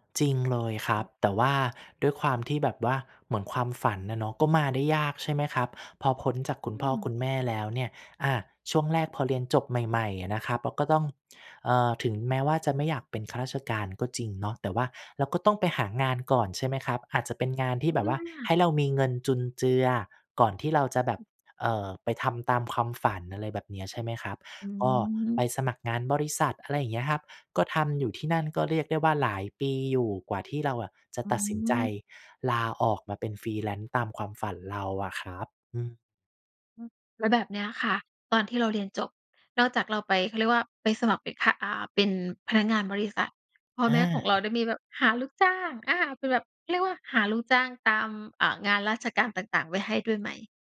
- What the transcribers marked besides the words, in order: tapping; in English: "Freelance"; other background noise
- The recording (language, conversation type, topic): Thai, podcast, ถ้าคนอื่นไม่เห็นด้วย คุณยังทำตามความฝันไหม?